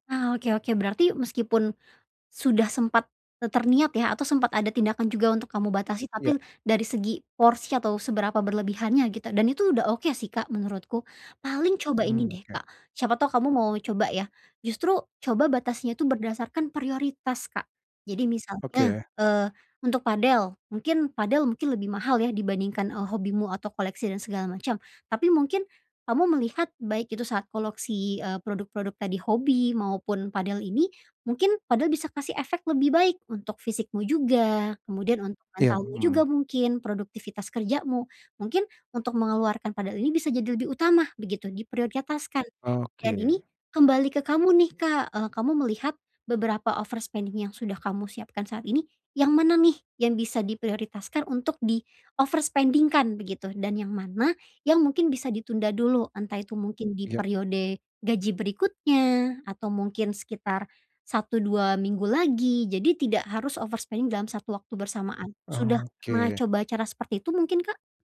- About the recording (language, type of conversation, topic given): Indonesian, advice, Bagaimana banyaknya aplikasi atau situs belanja memengaruhi kebiasaan belanja dan pengeluaran saya?
- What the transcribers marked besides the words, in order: in English: "overspending"; in English: "overspending-kan"; in English: "overspending"